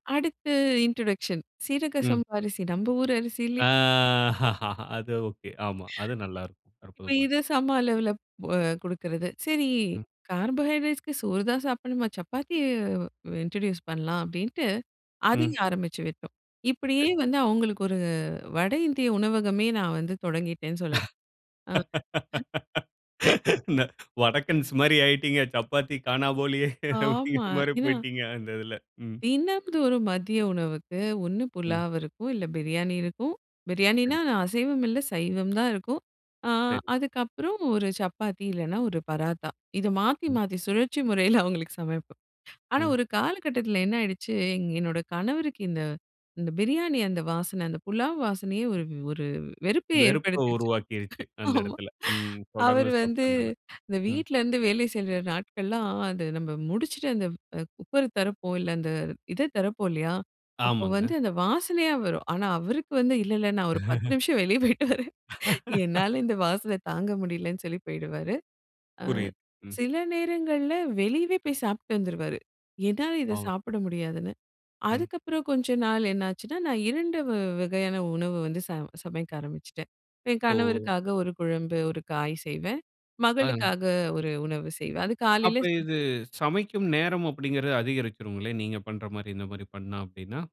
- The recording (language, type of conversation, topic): Tamil, podcast, வித்தியாசமான உணவுப் பழக்கங்கள் உள்ளவர்களுக்காக மெனுவை எப்படிச் சரியாக அமைக்கலாம்?
- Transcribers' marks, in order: in English: "இன்ட்ரொடக்ஷன்"; laughing while speaking: "ஆ அது ஒகே"; drawn out: "ஆ"; other noise; in English: "கார்போஹைட்ரேட்ஸ்க்கு"; in English: "இன்ட்ரோடியூஸ்"; laughing while speaking: "வடக்கன்ஸ் மாரி ஆயிட்டீங்க. சப்பாத்தி கானாபோலியே அப்டிங்கிறமாரி போயிட்டீங்க. அந்த இதில, ம்"; unintelligible speech; laugh; chuckle; laughing while speaking: "நான் ஒரு பத்து நிமிஷம் வெளிய போயிட்டு வரேன்"; laugh